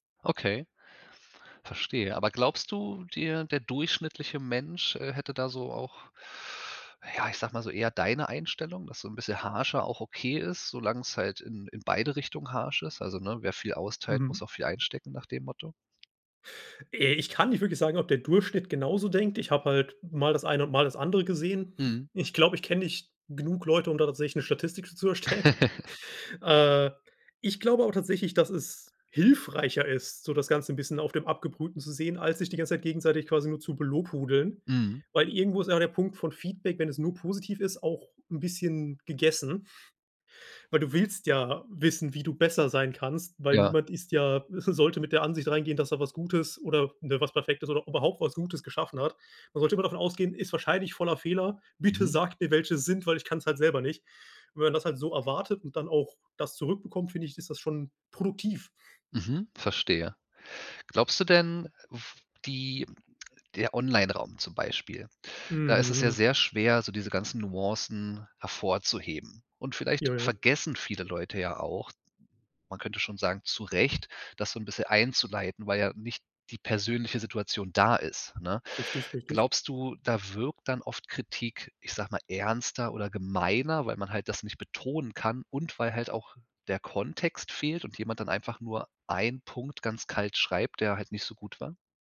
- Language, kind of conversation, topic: German, podcast, Wie gibst du Feedback, das wirklich hilft?
- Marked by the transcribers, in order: chuckle; laughing while speaking: "erstellen"; chuckle